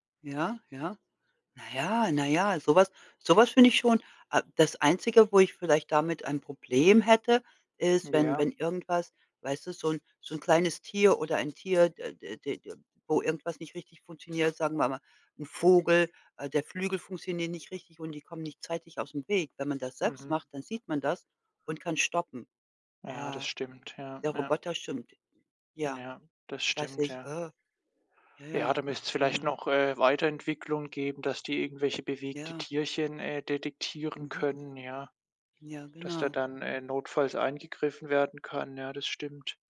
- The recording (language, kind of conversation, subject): German, unstructured, Was fasziniert dich an neuen Erfindungen?
- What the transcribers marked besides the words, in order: other background noise